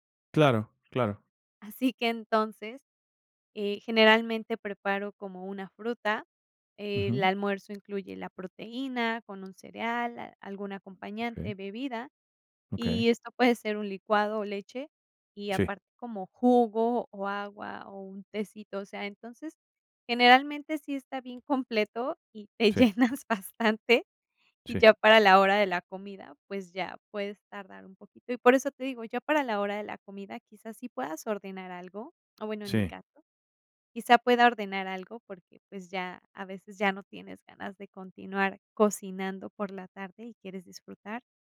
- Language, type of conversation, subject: Spanish, podcast, ¿Cómo sería tu día perfecto en casa durante un fin de semana?
- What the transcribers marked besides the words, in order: laughing while speaking: "y te llenas bastante"